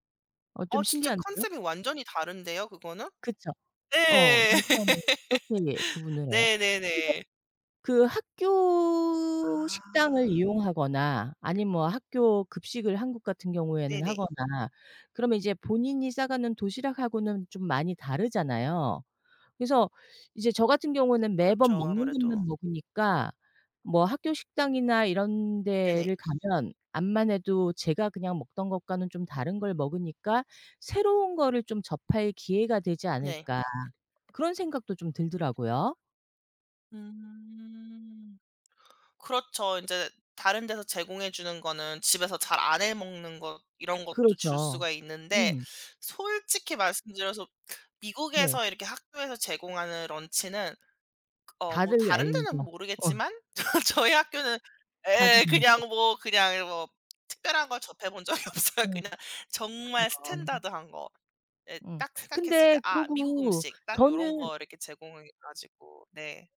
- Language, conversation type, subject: Korean, unstructured, 매일 도시락을 싸서 가져가는 것과 매일 학교 식당에서 먹는 것 중 어떤 선택이 더 좋을까요?
- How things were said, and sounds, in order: tapping; laugh; other background noise; laughing while speaking: "저 저희 학교는"; laughing while speaking: "적이 없어요"